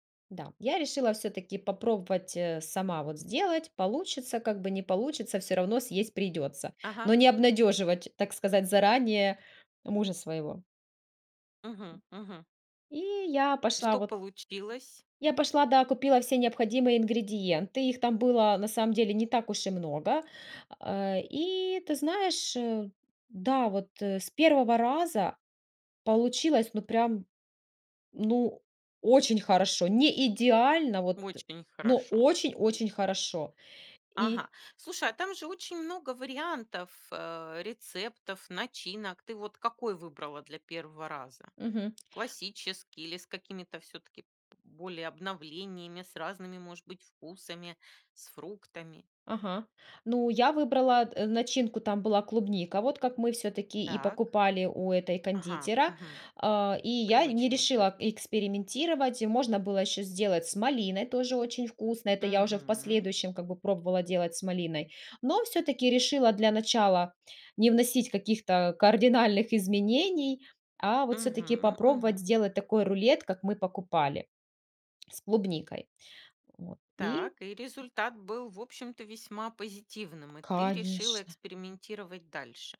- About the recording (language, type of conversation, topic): Russian, podcast, Какое у вас самое тёплое кулинарное воспоминание?
- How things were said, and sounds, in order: other background noise; tapping